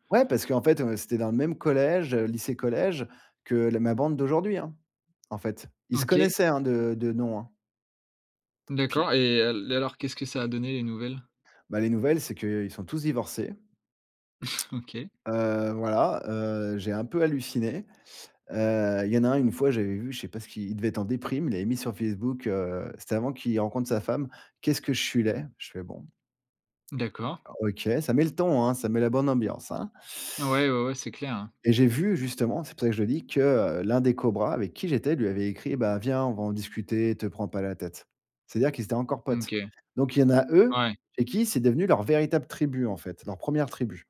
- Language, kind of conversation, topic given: French, podcast, Comment as-tu trouvé ta tribu pour la première fois ?
- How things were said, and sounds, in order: tapping; snort